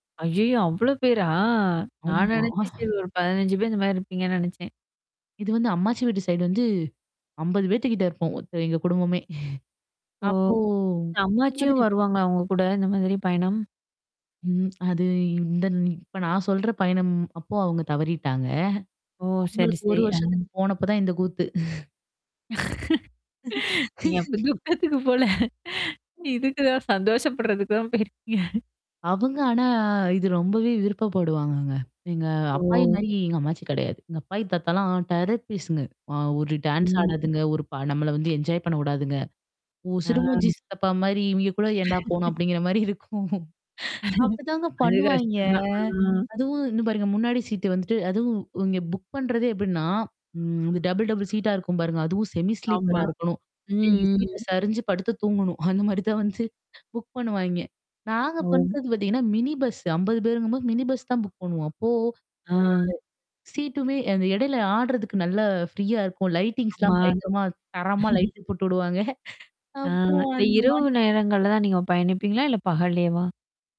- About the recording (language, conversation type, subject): Tamil, podcast, ஒரு உள்ளூர் குடும்பத்துடன் சேர்ந்து விருந்துணர்ந்த அனுபவம் உங்களுக்கு எப்படி இருந்தது?
- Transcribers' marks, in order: static; distorted speech; chuckle; other background noise; chuckle; lip trill; chuckle; mechanical hum; laughing while speaking: "நீங்க அப்ப துக்கத்துக்கு போல. இதுக்குதான் சந்தோஷப்படுறதுக்கு தான் போயிருக்கீங்க"; laugh; in English: "டெரர் ஃபீஸ்ங்க"; tapping; in English: "என்ஜாய்"; laugh; laughing while speaking: "அப்பிடிங்கிறமாரி இருக்கும்"; laugh; in English: "புக்"; in English: "டபுள், டபுள் சீட்டா"; in English: "செமி ஸ்லீப்பரா"; unintelligible speech; laughing while speaking: "அந்தமாரி தான் வந்து"; in English: "புக்"; in English: "புக்"; in English: "லைட்டிங்ஸ்லாம்"; laugh; laughing while speaking: "விடுவாங்க"